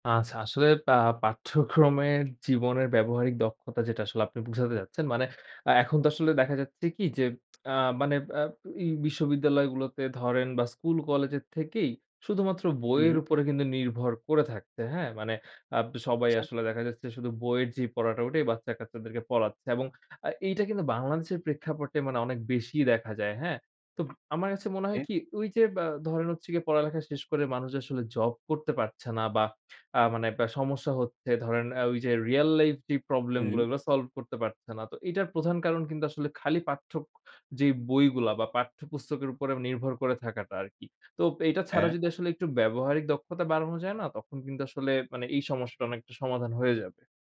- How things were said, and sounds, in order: laughing while speaking: "পাঠ্যক্রমের"; other background noise; tapping
- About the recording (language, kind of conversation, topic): Bengali, podcast, পাঠ্যক্রমে জীবনের ব্যবহারিক দক্ষতার কতটা অন্তর্ভুক্তি থাকা উচিত বলে আপনি মনে করেন?